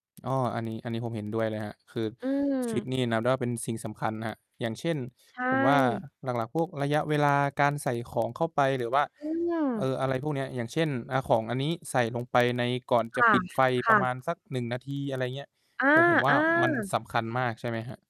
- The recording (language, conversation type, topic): Thai, unstructured, คุณคิดว่าการเรียนรู้ทำอาหารมีประโยชน์กับชีวิตอย่างไร?
- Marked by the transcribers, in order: mechanical hum; tapping; other background noise